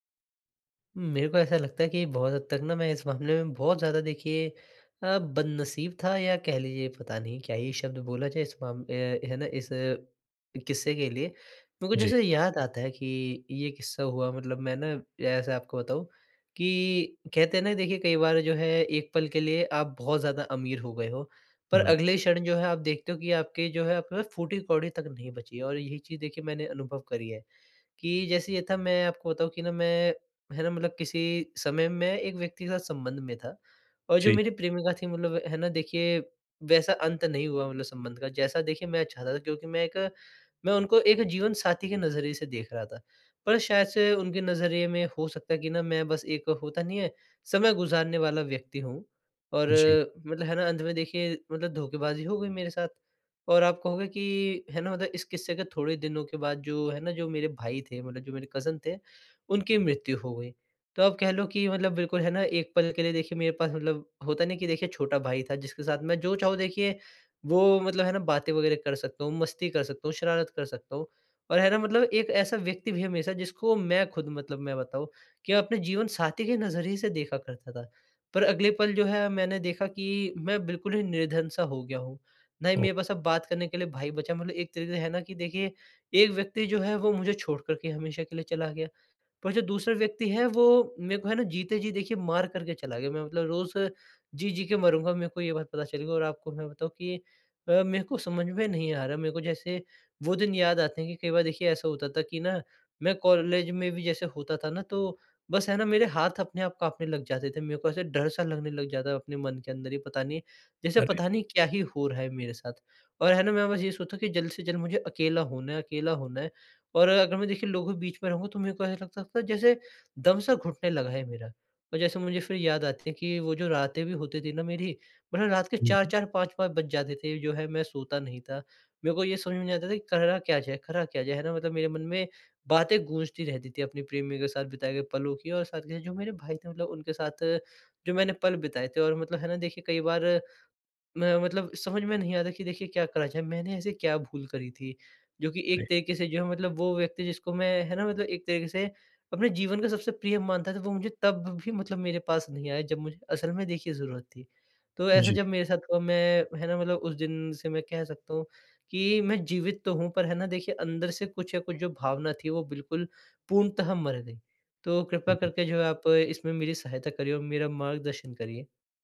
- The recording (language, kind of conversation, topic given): Hindi, advice, मैं अचानक होने वाले दुःख और बेचैनी का सामना कैसे करूँ?
- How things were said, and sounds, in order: tapping; in English: "कज़न"